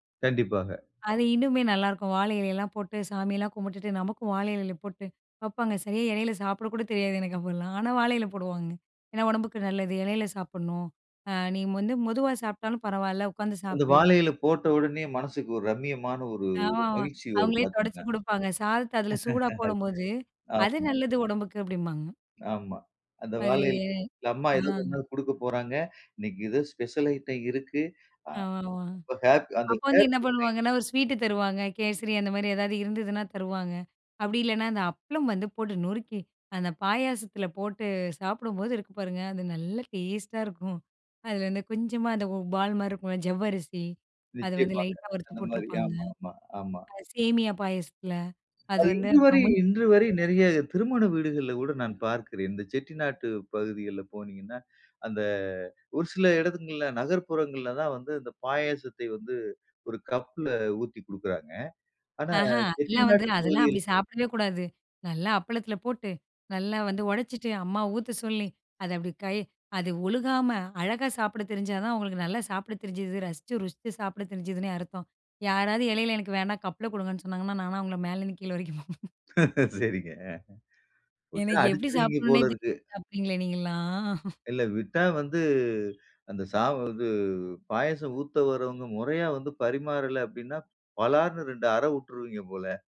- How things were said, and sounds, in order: "மெதுவா" said as "மொதுவா"; drawn out: "ஆ"; laugh; other noise; drawn out: "அது"; drawn out: "ஆ"; in English: "ஹேப்பி"; tapping; in English: "ஹேப்பி மைண்டு"; unintelligible speech; drawn out: "அந்த"; laughing while speaking: "நானா அவங்களை மேலேருந்து கீழ வரைக்கும் பார்ப்பேன்"; laugh; laughing while speaking: "எனக்கு எப்படி சாப்பிடணுன்னே, தெரியாது சாப்பிட்டீங்களே நீங்கள்லாம்?"; other background noise; other street noise
- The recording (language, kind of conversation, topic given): Tamil, podcast, உங்களுக்கு குழந்தைக் காலத்தை நினைவூட்டும் ஒரு உணவைப் பற்றி சொல்ல முடியுமா?